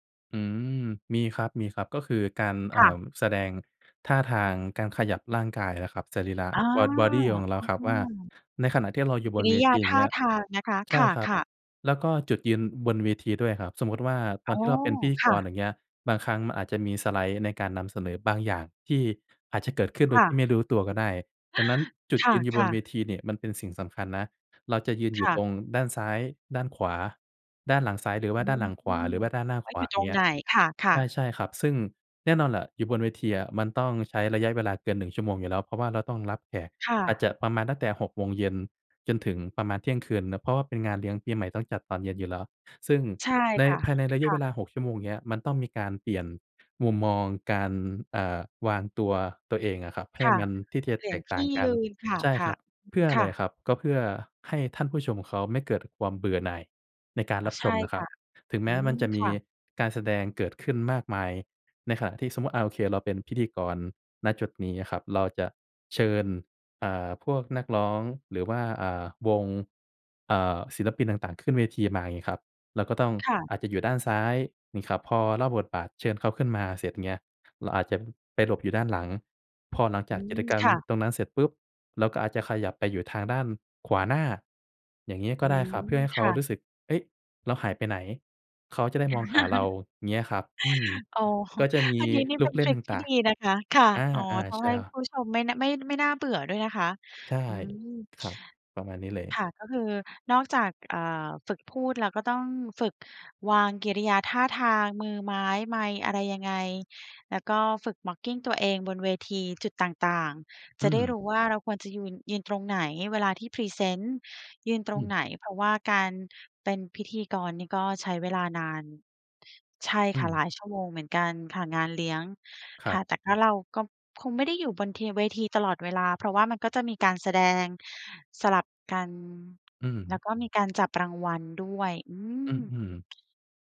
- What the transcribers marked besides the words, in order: in English: "บ้อด บอดี"; inhale; laughing while speaking: "ค่ะ"; chuckle; tapping; in English: "mocking"
- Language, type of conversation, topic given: Thai, advice, คุณรับมือกับการได้รับมอบหมายงานในบทบาทใหม่ที่ยังไม่คุ้นเคยอย่างไร?